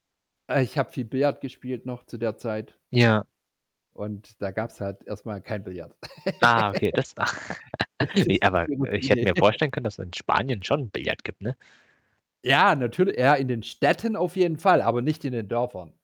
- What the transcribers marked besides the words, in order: static; other background noise; laughing while speaking: "ach"; laugh; distorted speech; unintelligible speech; laugh
- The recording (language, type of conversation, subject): German, podcast, Was war dein mutigster Schritt bisher?